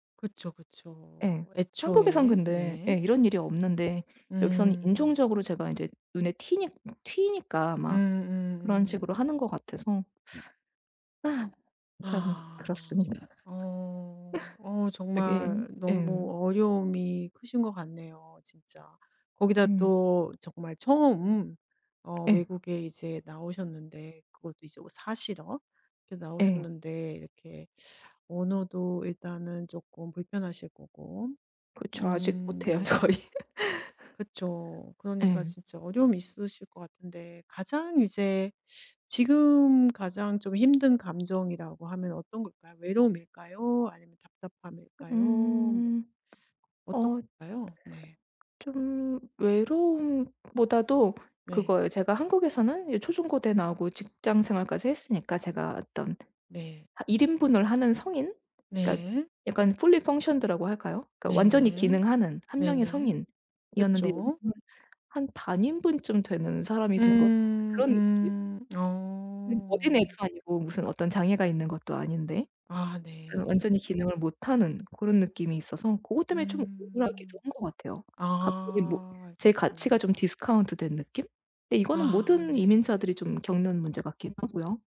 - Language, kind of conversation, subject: Korean, advice, 새 도시에서 외로움을 느끼고 친구를 사귀기 어려울 때 어떻게 하면 좋을까요?
- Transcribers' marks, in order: other background noise; laugh; tapping; laughing while speaking: "거의"; laugh; in English: "fully functioned"